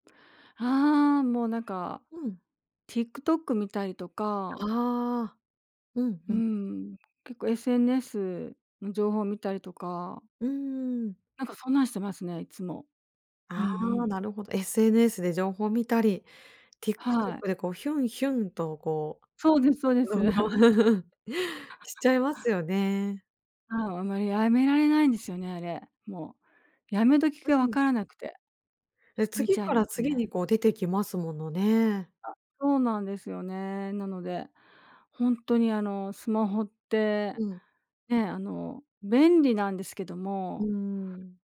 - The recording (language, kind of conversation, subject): Japanese, advice, スマホで夜更かしして翌日だるさが取れない
- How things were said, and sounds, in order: chuckle